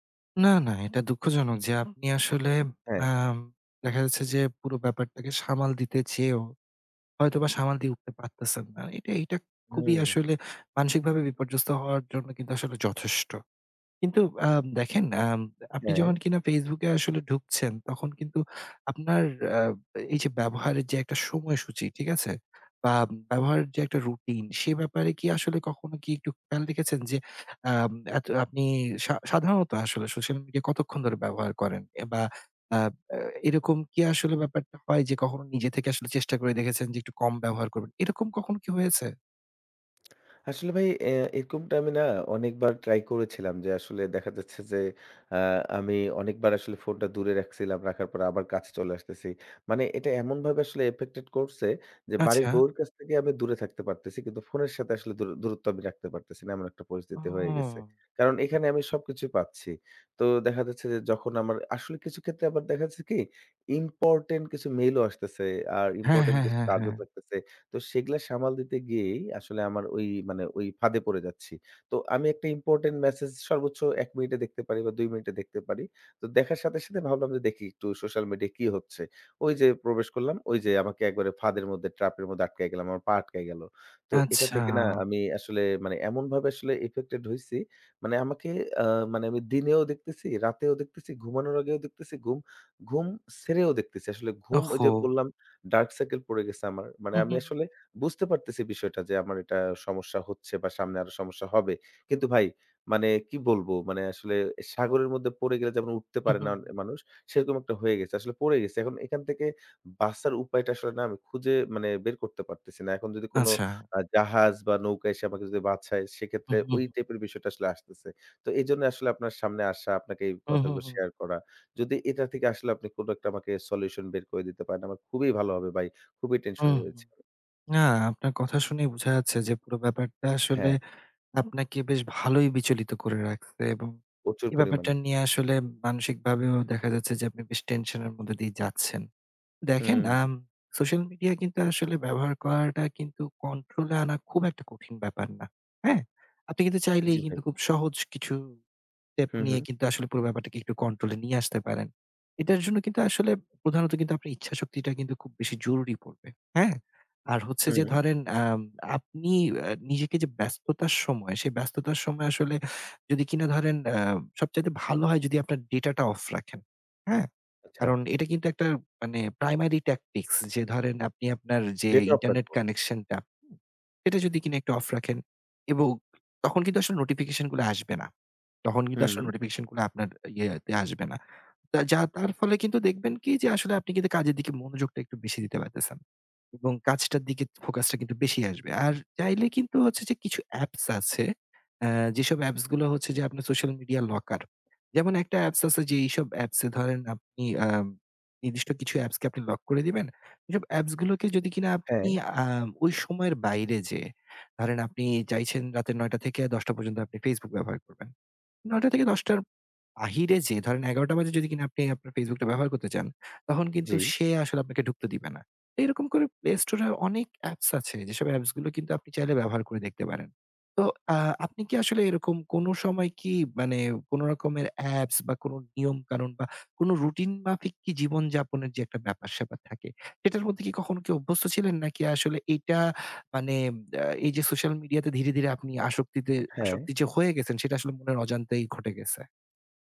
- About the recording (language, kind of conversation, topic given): Bengali, advice, সোশ্যাল মিডিয়া ও ফোনের কারণে বারবার মনোযোগ ভেঙে গিয়ে আপনার কাজ থেমে যায় কেন?
- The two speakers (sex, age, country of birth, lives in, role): male, 25-29, Bangladesh, Bangladesh, user; male, 30-34, Bangladesh, Bangladesh, advisor
- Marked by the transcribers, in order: tapping; "যখন" said as "যকন"; other background noise; lip smack; "সেগুলা" said as "সেগ্লা"; "মধ্যে" said as "মদ্দে"; "সেক্ষেত্রে" said as "সেকেত্রে"; in English: "primary tactics"